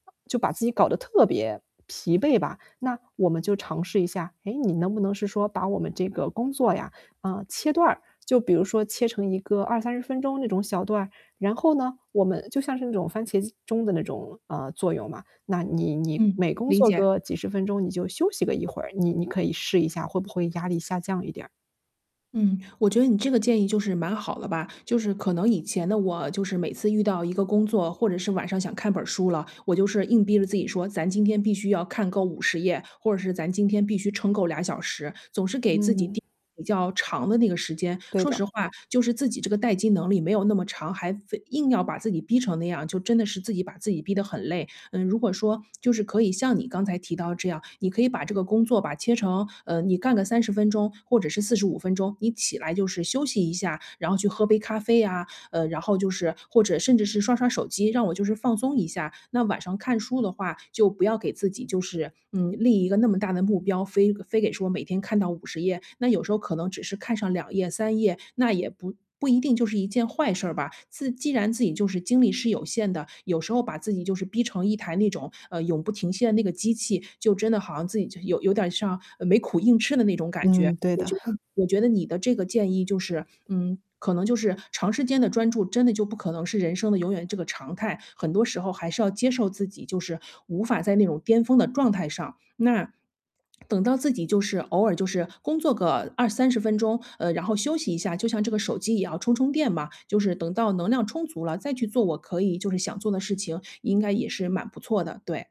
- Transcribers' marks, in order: other background noise; tapping; distorted speech; chuckle
- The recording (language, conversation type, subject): Chinese, advice, 你因精力不足而无法长时间保持专注的情况是怎样的？